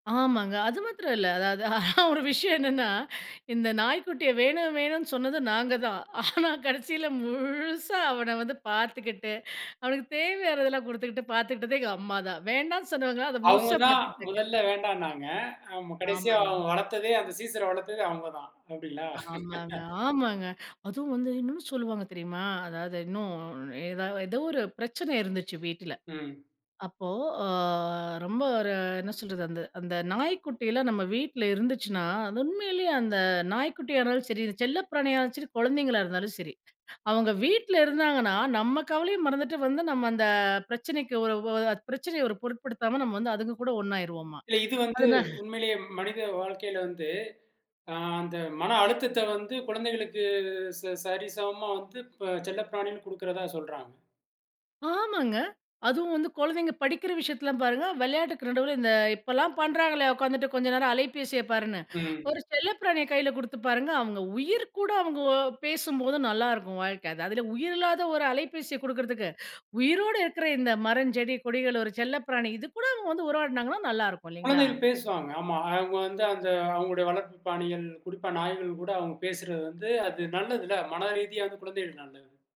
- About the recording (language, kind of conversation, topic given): Tamil, podcast, உங்களுக்கு முதலில் கிடைத்த செல்லப்பிராணியைப் பற்றிய நினைவுகள் என்ன?
- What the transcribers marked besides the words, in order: laughing while speaking: "ஆனா ஒரு விஷயம் என்னன்னா"; laughing while speaking: "ஆனா, கடசியில முழுசா அவன வந்து பாத்துகிட்டு"; chuckle; unintelligible speech; laughing while speaking: "அது தான்"